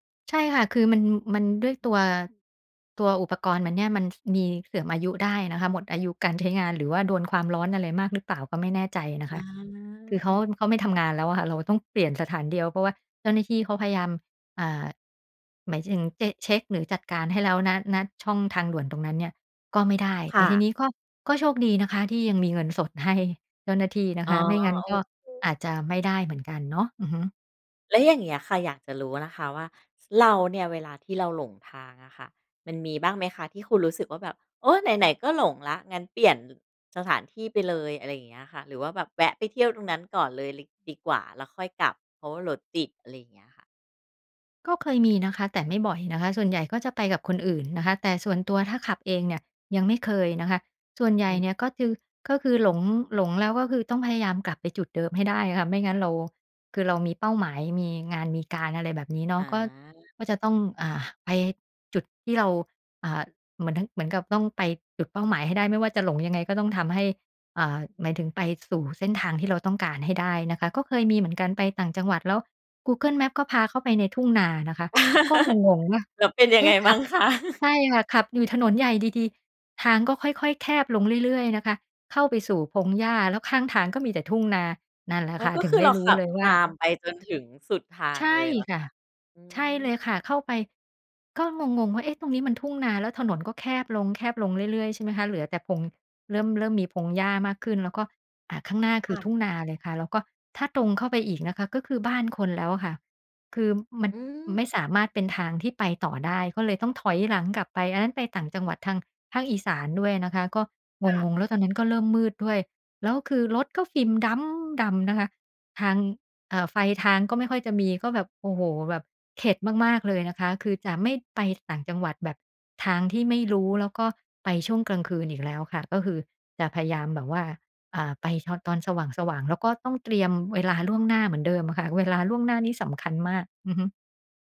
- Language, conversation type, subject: Thai, podcast, การหลงทางเคยสอนอะไรคุณบ้าง?
- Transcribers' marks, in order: other background noise; laugh; laughing while speaking: "มั่งคะ ?"; chuckle